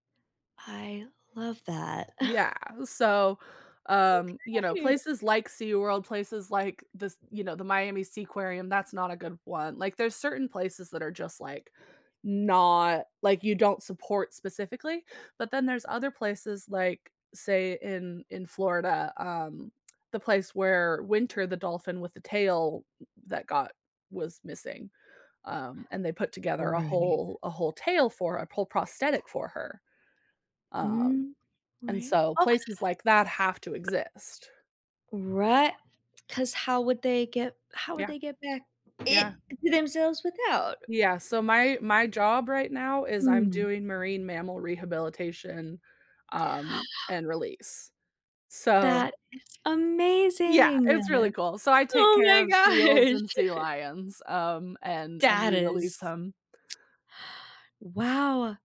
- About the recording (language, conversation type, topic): English, unstructured, What motivates people to stand up for animals in difficult situations?
- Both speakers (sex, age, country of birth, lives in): female, 30-34, United States, United States; female, 30-34, United States, United States
- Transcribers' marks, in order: chuckle; other noise; other background noise; gasp; stressed: "amazing!"; laughing while speaking: "Oh my gosh!"; gasp